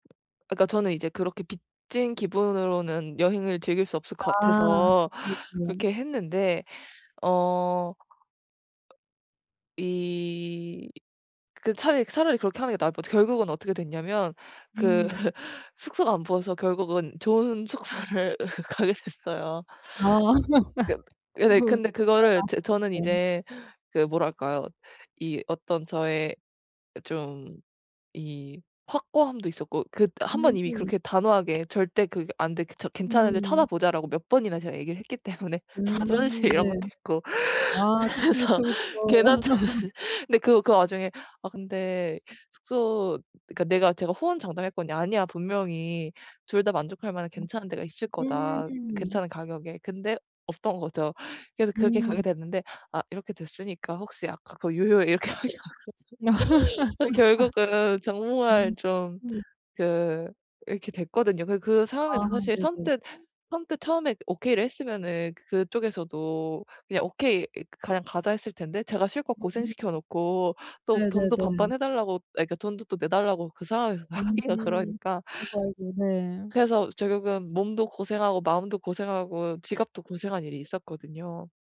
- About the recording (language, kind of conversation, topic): Korean, advice, 예산과 시간 제한이 있는 여행을 어떻게 계획하면 좋을까요?
- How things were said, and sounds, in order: tapping; other background noise; laugh; laughing while speaking: "숙소를 가게 됐어요"; laugh; unintelligible speech; laughing while speaking: "자존심"; laughing while speaking: "그래서 괜한 자존"; laugh; laughing while speaking: "이렇게 하기가 그렇잖아요"; laugh; laughing while speaking: "하기가"